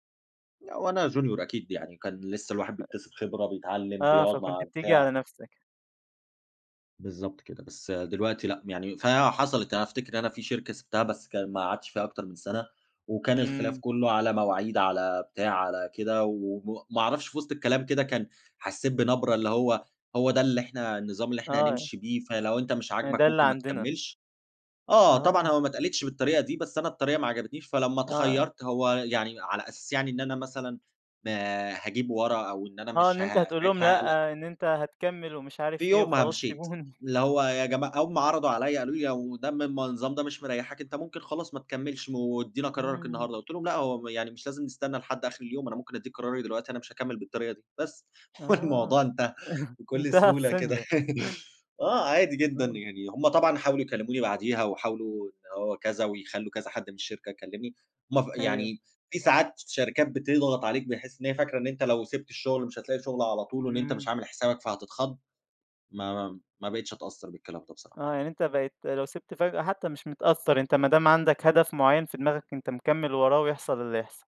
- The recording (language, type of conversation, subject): Arabic, podcast, إيه العلامات اللي بتقولك إن ده وقت إنك توقف الخطة الطويلة وما تكملش فيها؟
- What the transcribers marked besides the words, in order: in English: "Junior"; chuckle; laughing while speaking: "والموضوع"; laugh